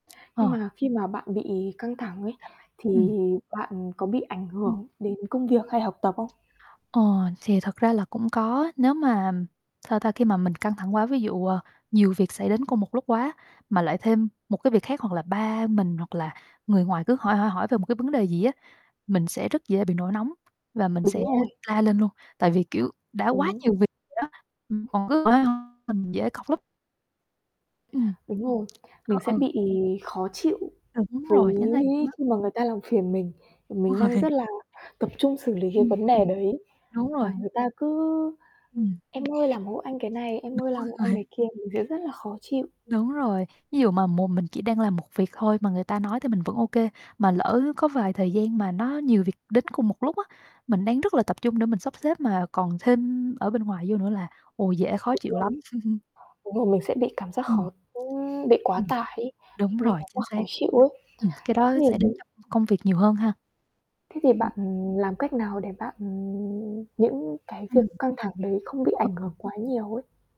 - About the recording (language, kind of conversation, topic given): Vietnamese, unstructured, Bạn thường làm gì khi cảm thấy căng thẳng?
- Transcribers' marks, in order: tapping; distorted speech; other background noise; laughing while speaking: "Đúng rồi"; laughing while speaking: "Đúng rồi"; laugh; static; mechanical hum